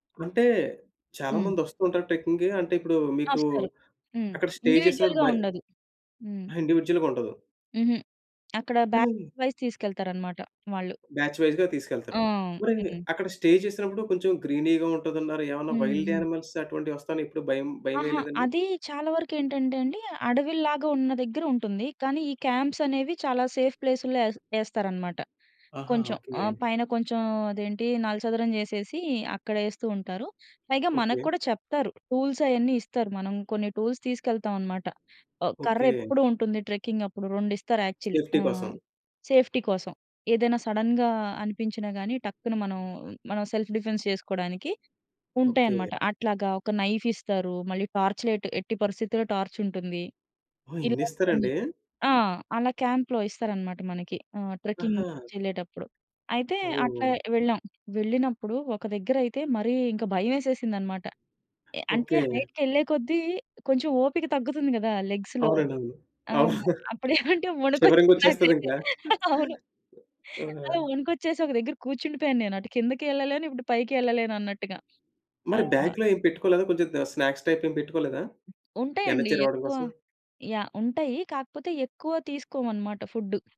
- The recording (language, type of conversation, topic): Telugu, podcast, స్నేహితులతో కలిసి చేసిన సాహసం మీకు ఎలా అనిపించింది?
- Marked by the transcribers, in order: other background noise; in English: "ట్రెక్కింగ్‌కి"; in English: "స్టే"; in English: "ఇండివిడ్యుయల్‌గా"; in English: "ఇండివిడ్యుయల్‌గుండదు"; in English: "బ్యాచ్ వైస్"; in English: "బ్యాచ్ వైస్‌గా"; in English: "స్టే"; in English: "గ్రీనీగా"; in English: "వైల్డ్ యానిమల్స్"; in English: "క్యాంప్స్"; in English: "సేఫ్"; in English: "టూల్స్"; in English: "టూల్స్"; in English: "సేఫ్టీ"; in English: "యాక్చువల్లీ"; in English: "సేఫ్టీ"; in English: "సడెన్‌గా"; in English: "సెల్ఫ్ డిఫెన్స్"; in English: "టార్చ్ లైట్"; in English: "క్యాంప్‌లో"; in English: "ట్రెక్కింగ్"; in English: "హైట్‌కెళ్ళే"; in English: "లెగ్స్‌లో"; laughing while speaking: "అప్పుడేవంటే వణుకొచ్చిసింది నాకైతే. అవును"; chuckle; tapping; chuckle; in English: "బ్యాగు‌లో"; in English: "స్నాక్స్"; in English: "ఎనర్జీ"